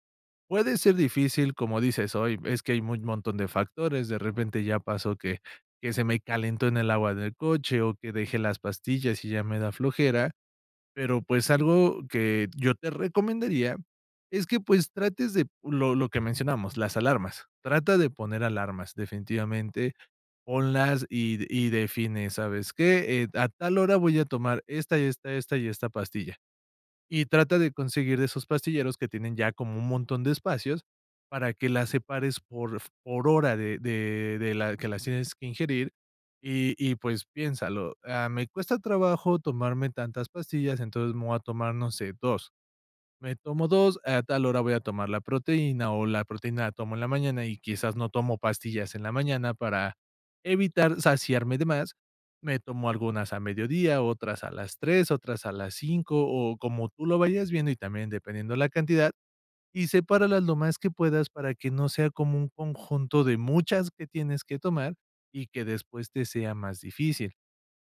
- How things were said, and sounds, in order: none
- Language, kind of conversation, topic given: Spanish, advice, ¿Por qué a veces olvidas o no eres constante al tomar tus medicamentos o suplementos?